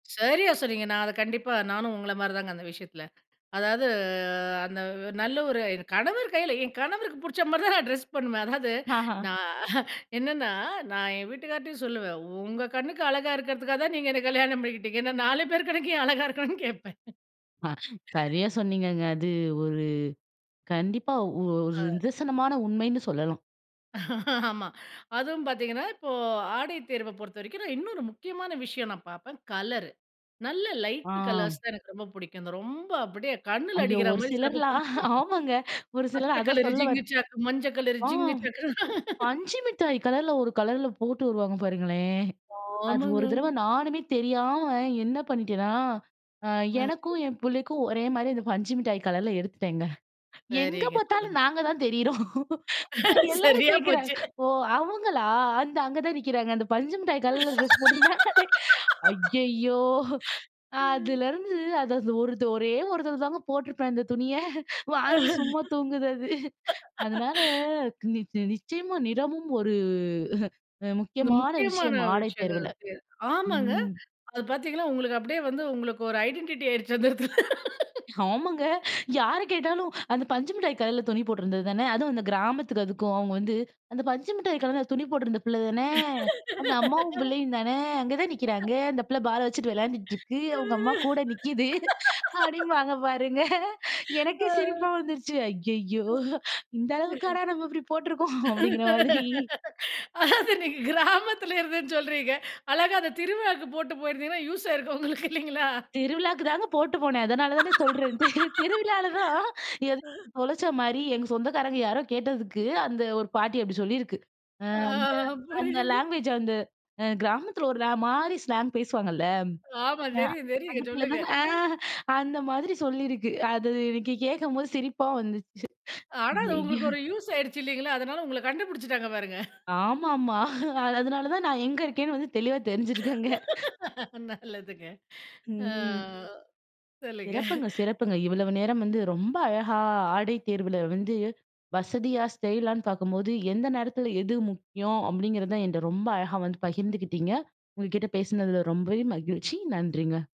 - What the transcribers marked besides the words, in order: drawn out: "அதாவது"; laughing while speaking: "நான் ட்ரெஸ் பண்ணுவேன்"; laughing while speaking: "நீங்க என்னை கல்யாணம் பண்ணிக்கிட்டீங்க. நாலு பேர் கண்ணுக்கு ஏன் அழகா இருக்கணும்னு கேட்பேன்"; breath; drawn out: "அது ஒரு"; laughing while speaking: "ஆமா"; drawn out: "ஆம்"; laughing while speaking: "சிலர்லாம்! ஆமாங்க, ஒரு சிலர் அதான் சொல்ல வந்"; laugh; drawn out: "ஆமாங்க"; drawn out: "சரிங்க"; laughing while speaking: "எங்க பாத்தாலும் நாங்க தான் தெரியிறோம் … நி நிச்சயமா நிறமும்"; laughing while speaking: "சரியா போச்சு"; laugh; inhale; laugh; unintelligible speech; drawn out: "ம்"; in English: "ஐடென்டிட்டியா"; laughing while speaking: "ஆயிடுச்சு அந்த இடத்துல"; laughing while speaking: "ஆமாங்க! யார கேட்டாலும்"; tapping; laugh; put-on voice: "பிள்ள தானே. அந்த அம்மாவும் பிள்ளையும் … நிக்கிது. அப்படிம்பாங்க பாருங்க"; drawn out: "பிள்ள தானே"; drawn out: "பிள்ளையும் தானே"; laugh; other noise; laugh; drawn out: "நிக்கிறாங்க"; drawn out: "விளையாண்டிட்டுருக்கு"; laughing while speaking: "கூட நிக்கிது. அப்படிம்பாங்க பாருங்க. எனக்கே … போட்ருக்கோம்! அப்படிங்கிற மாதிரி"; breath; laugh; laughing while speaking: "அதாவது நீங்க கிராமத்துல இருந்தேன்னு சொல்றீங்க … ஆயிருக்கும் உங்களுக்கு இல்லைங்களா?"; laughing while speaking: "சொல்றேன்ட்டு. திருவிழாவிலதான்"; laugh; laughing while speaking: "ஆ புரியுது"; other background noise; in English: "லேங்குவேஜ்"; in English: "ஸ்லாங்"; laughing while speaking: "ஆமா தெரியும் தெரியும், சொல்லுங்க"; laughing while speaking: "ஆ அந்த மாரி சொல்லியிருக்கு. அது எனக்கு கேட்கம்போது சிரிப்பா வந்துச்சு. ஐயயோ!"; laughing while speaking: "ஆனாலும் உங்களுக்கு ஒரு யூஸ் ஆயிடுச்சு இல்லைங்களா? அதனால உங்கள கண்டுபுடிச்சுட்டாங்க பாருங்க"; in English: "யூஸ்"; laughing while speaking: "ஆமாமா. அதனால தான் நான் எங்க இருக்கேன்னு வந்து தெளிவா தெரிஞ்சு இருக்கு அங்க"; laugh; laughing while speaking: "நல்லதுங்க. அ சொல்லுங்க"; drawn out: "அ"; drawn out: "ம்"
- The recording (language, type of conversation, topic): Tamil, podcast, ஆடை தேர்வு செய்யும் போது வசதி முக்கியமா, அலங்காரம் முக்கியமா?